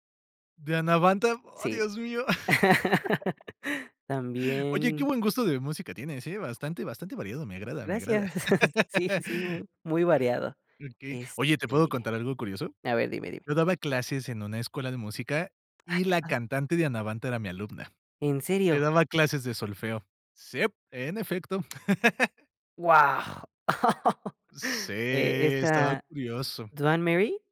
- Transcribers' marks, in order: laugh; chuckle; laugh; laugh; drawn out: "Sí"
- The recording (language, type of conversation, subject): Spanish, podcast, ¿Qué canción te transporta a tu primer amor?